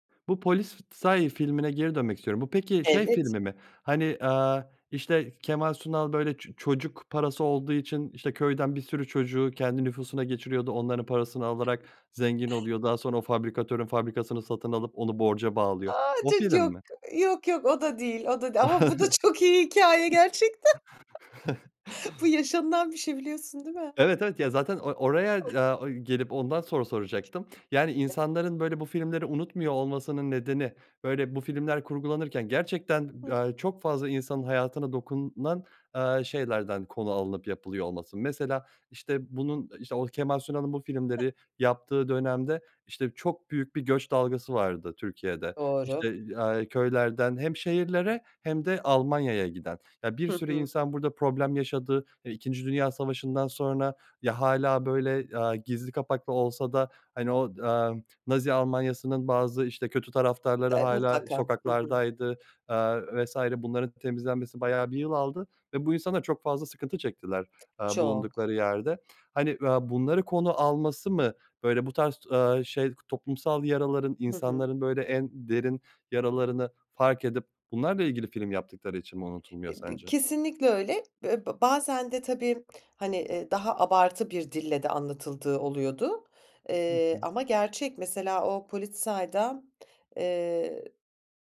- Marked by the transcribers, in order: tapping; other noise; chuckle; laughing while speaking: "çok iyi hikâye gerçekten"; other background noise; unintelligible speech
- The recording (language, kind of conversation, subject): Turkish, podcast, Sence bazı filmler neden yıllar geçse de unutulmaz?
- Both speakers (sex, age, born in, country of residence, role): female, 45-49, Germany, France, guest; male, 30-34, Turkey, Germany, host